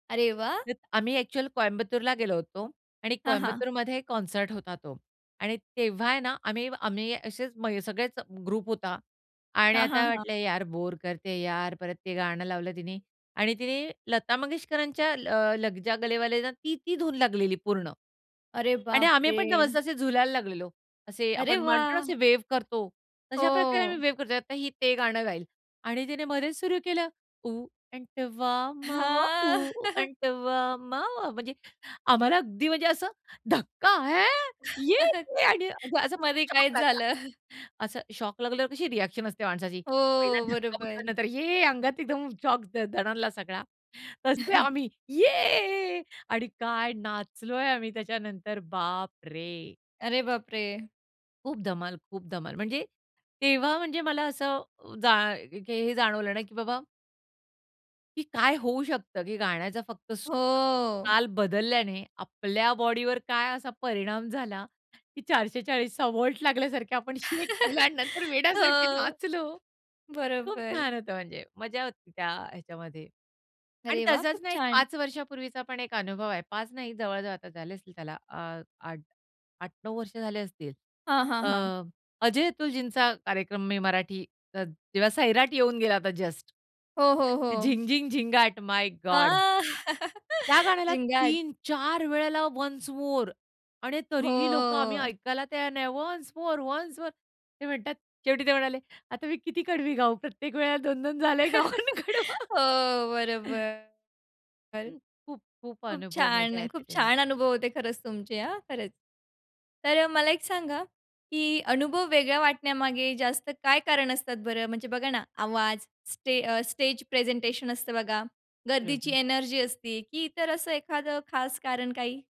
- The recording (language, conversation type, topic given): Marathi, podcast, लाईव्ह कॉन्सर्टचा अनुभव कधी वेगळा वाटतो आणि त्यामागची कारणं काय असतात?
- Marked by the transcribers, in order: unintelligible speech; in English: "एक्चुअल"; in English: "कॉन्सर्ट"; in English: "बोर"; in Hindi: "लग जा गले वाले"; horn; joyful: "अरे वाह!"; laughing while speaking: "हो"; in English: "वेव्ह"; in English: "वेव्ह"; laughing while speaking: "हां"; drawn out: "हां"; chuckle; singing: "ऊ आंटावा मावा ऊ आंटावा मावा"; in Telugu: "ऊ आंटावा मावा ऊ आंटावा मावा"; chuckle; laughing while speaking: "मध्ये काहीच झालं"; surprised: "असं धक्का! ह्या!"; in Hindi: "ये क्या"; in English: "शॉक"; in English: "शॉक"; in English: "रिएक्शन"; joyful: "ये"; chuckle; in English: "शॉक"; joyful: "ये"; drawn out: "हो"; joyful: "की चारशे चाळीसचा व्होल्ट लागल्यासारखे … छान होतं म्हणजे"; in English: "व्होल्ट"; giggle; laughing while speaking: "हो"; in English: "शेक"; in English: "जस्ट"; in English: "माय गॉड!"; laughing while speaking: "हां"; laugh; in English: "वन्स मोर"; drawn out: "हो"; in English: "वन्स मोर, वन्स मोर"; laughing while speaking: "शेवटी ते म्हणाले आता मी … झाले गाऊन कडवं"; giggle; laughing while speaking: "हो बरोबर"; chuckle; in English: "स्टे"; in English: "स्टेज प्रेझेंटेशन"; in English: "एनर्जी"